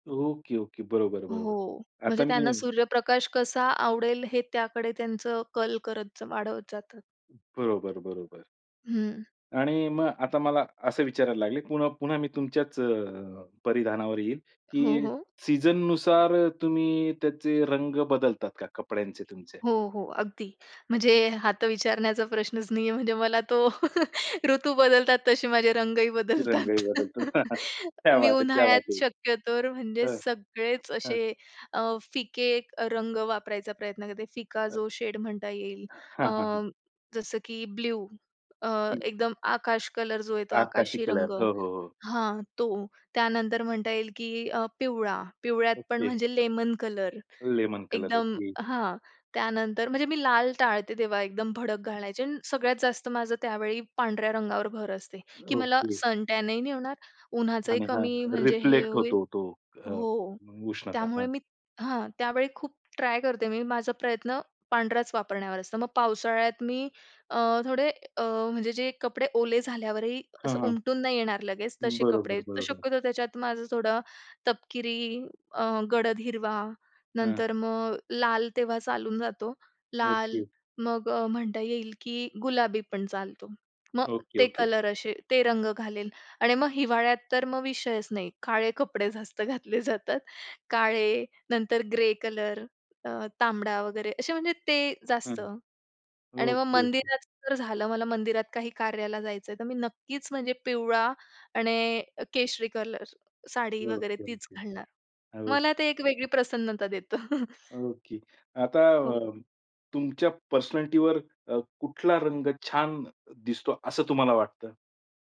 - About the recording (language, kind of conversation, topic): Marathi, podcast, तुम्ही रंग कसे निवडता आणि ते तुमच्याबद्दल काय सांगतात?
- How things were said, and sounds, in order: tapping; other background noise; chuckle; in English: "ऋतू बदलतात, तसे माझे रंगही बदलतात"; chuckle; other noise; in English: "सनटॅनही"; laughing while speaking: "काळे कपडे जास्त घातले जातात"; chuckle; in English: "पर्सनॅलिटीवर"